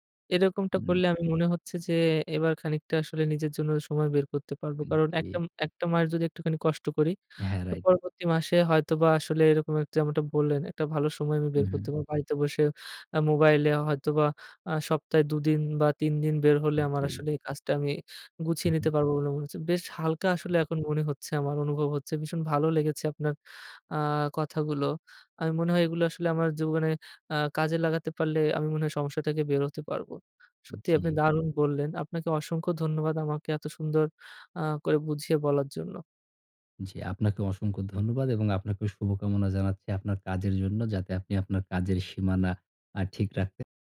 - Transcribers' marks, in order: other background noise; tapping
- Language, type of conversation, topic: Bengali, advice, আমি কীভাবে কাজ আর বিশ্রামের মধ্যে সঠিক ভারসাম্য ও সীমা বজায় রাখতে পারি?